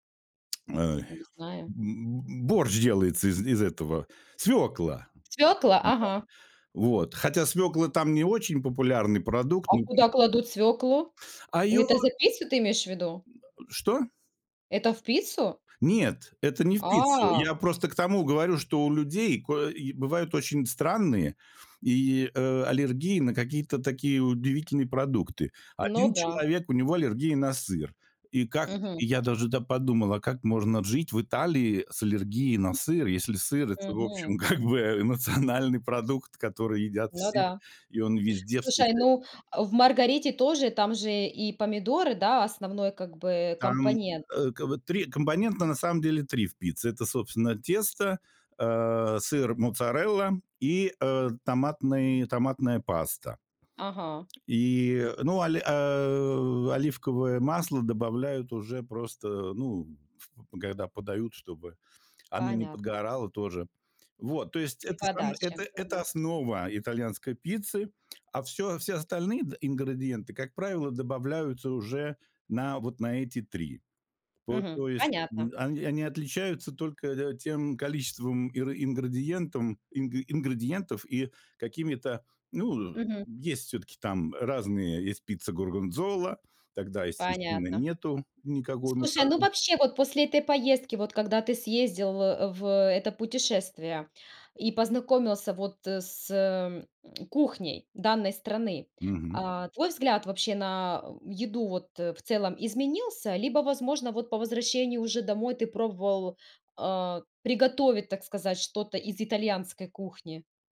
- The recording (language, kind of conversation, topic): Russian, podcast, Какая еда за границей удивила тебя больше всего и почему?
- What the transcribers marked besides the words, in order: tapping; gasp; grunt; laughing while speaking: "как бы, э, национальный"